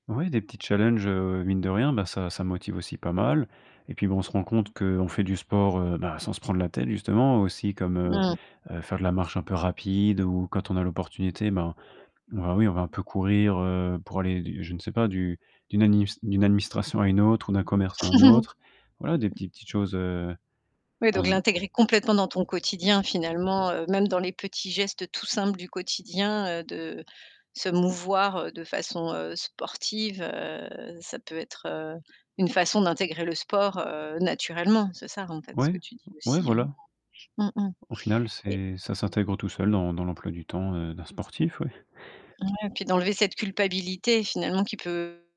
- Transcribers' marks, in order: distorted speech; chuckle; other street noise; chuckle
- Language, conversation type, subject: French, podcast, Comment intègres-tu le sport à ton quotidien sans te prendre la tête ?